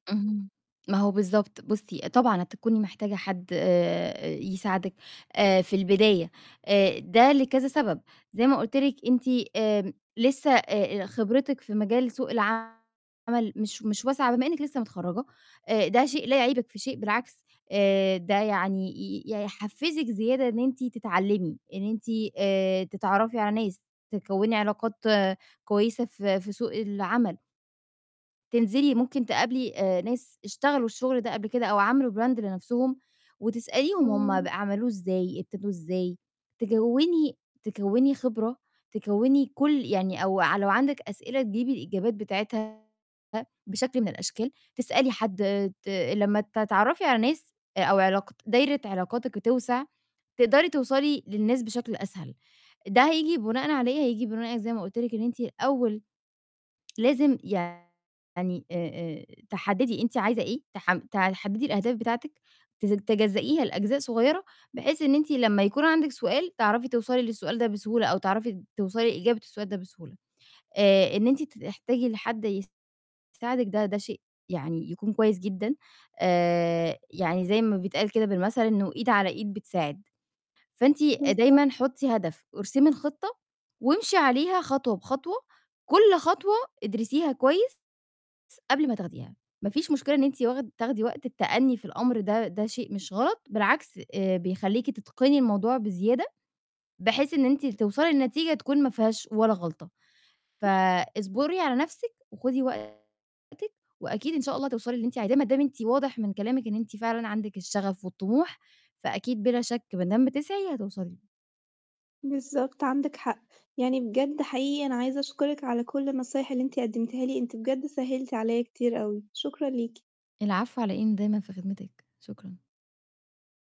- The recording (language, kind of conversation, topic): Arabic, advice, إزاي بتوصف قلقك من إن السنين بتعدّي من غير ما تحقق أهداف شخصية مهمة؟
- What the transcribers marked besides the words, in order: distorted speech; in English: "براند"; static; other noise